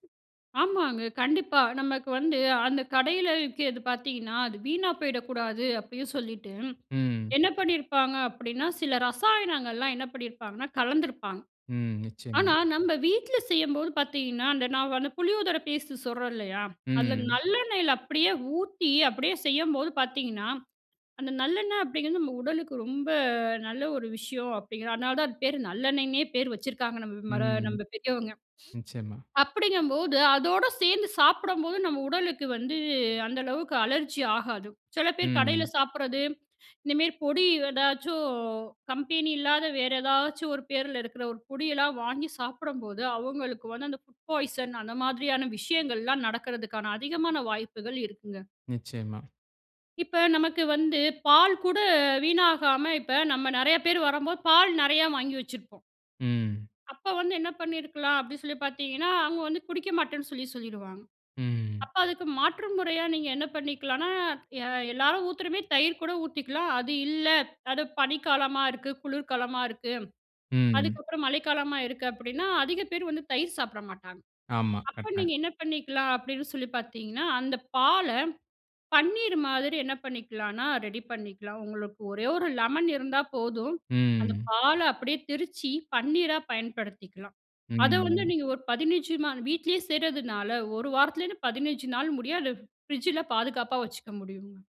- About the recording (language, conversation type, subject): Tamil, podcast, மீதமுள்ள உணவுகளை எப்படிச் சேமித்து, மறுபடியும் பயன்படுத்தி அல்லது பிறருடன் பகிர்ந்து கொள்கிறீர்கள்?
- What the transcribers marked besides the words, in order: tapping; in English: "அலர்ஜி"; in English: "ஃபுட் பாய்சன்"